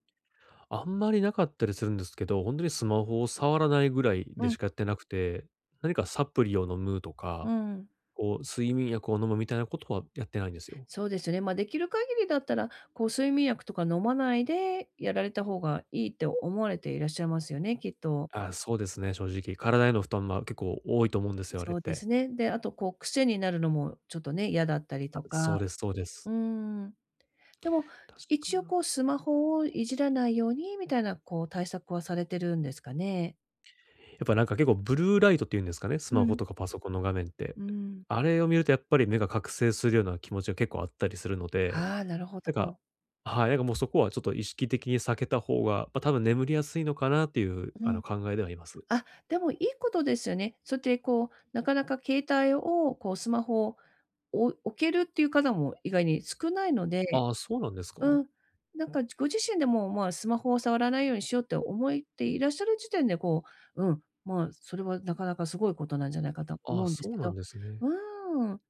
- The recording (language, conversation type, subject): Japanese, advice, 寝つきが悪いとき、効果的な就寝前のルーティンを作るにはどうすればよいですか？
- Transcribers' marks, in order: tapping